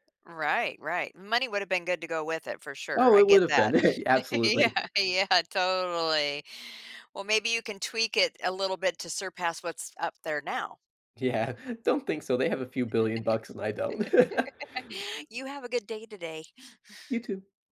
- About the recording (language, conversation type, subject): English, podcast, How do your experiences shape the way you define success in life?
- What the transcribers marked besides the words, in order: chuckle; laughing while speaking: "Yeah, yeah"; laughing while speaking: "Yeah"; laugh; chuckle